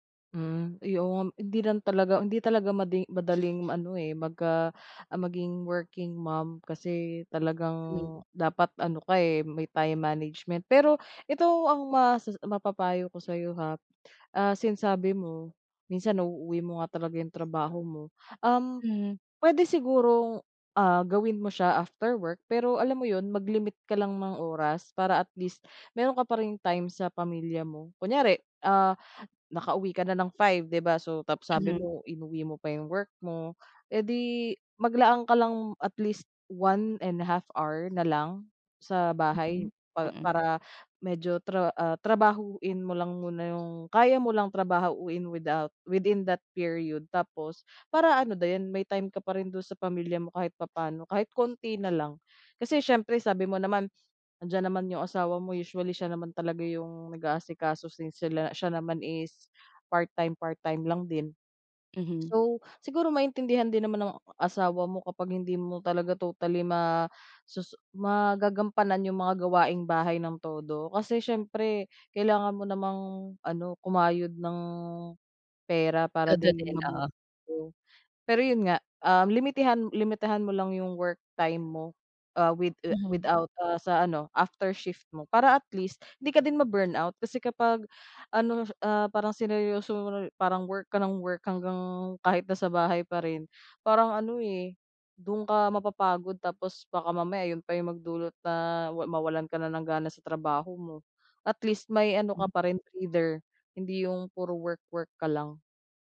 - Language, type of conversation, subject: Filipino, advice, Paano ko malinaw na maihihiwalay ang oras para sa trabaho at ang oras para sa personal na buhay ko?
- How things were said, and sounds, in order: other background noise; tapping